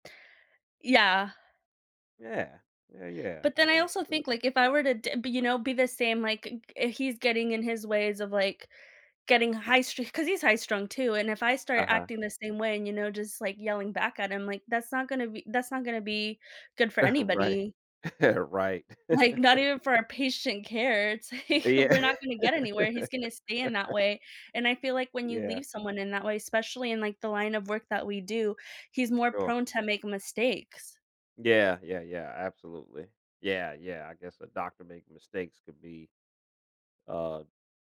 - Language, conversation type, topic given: English, unstructured, How do you adapt when unexpected challenges come up in your day?
- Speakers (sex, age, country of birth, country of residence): female, 30-34, Mexico, United States; male, 55-59, United States, United States
- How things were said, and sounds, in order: other background noise; chuckle; laughing while speaking: "Like"; chuckle; laughing while speaking: "It's like"; laughing while speaking: "Yeah"; laugh